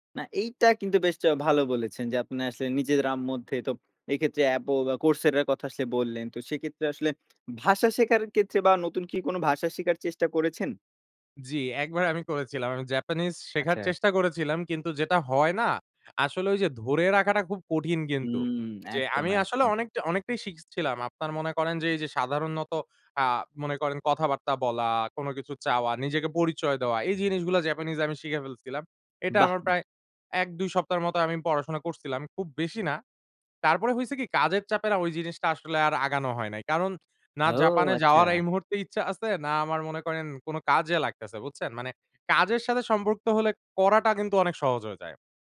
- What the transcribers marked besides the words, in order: tapping
- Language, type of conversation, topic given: Bengali, podcast, ব্যস্ত জীবনে আপনি শেখার জন্য সময় কীভাবে বের করেন?